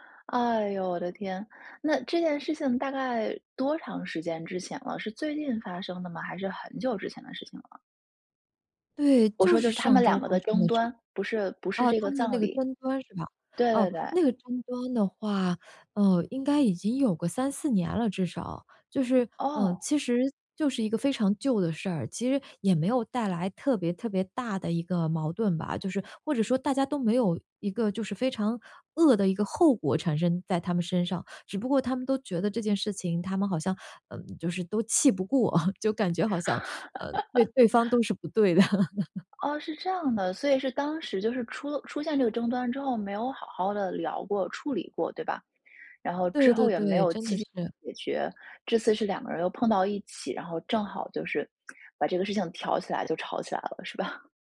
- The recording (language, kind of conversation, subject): Chinese, advice, 如何在朋友聚会中妥善处理争吵或尴尬，才能不破坏气氛？
- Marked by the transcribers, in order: tapping; chuckle; chuckle; tsk